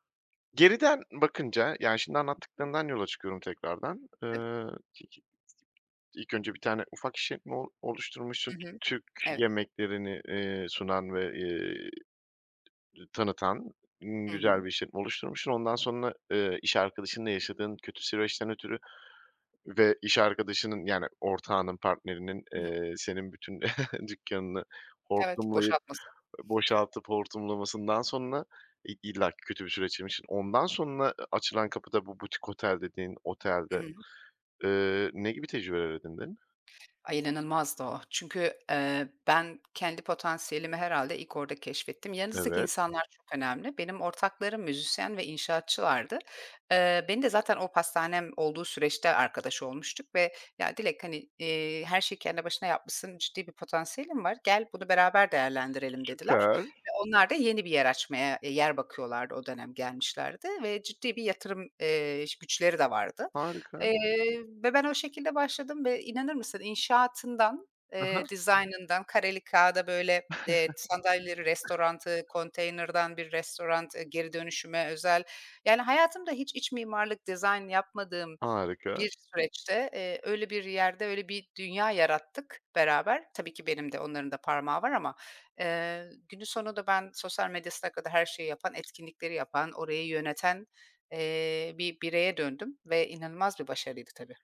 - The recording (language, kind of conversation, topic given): Turkish, podcast, Hayatını değiştiren karar hangisiydi?
- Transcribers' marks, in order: unintelligible speech; other background noise; giggle; unintelligible speech; chuckle; other noise; "restoranı" said as "restorantı"; "restoran" said as "restorant"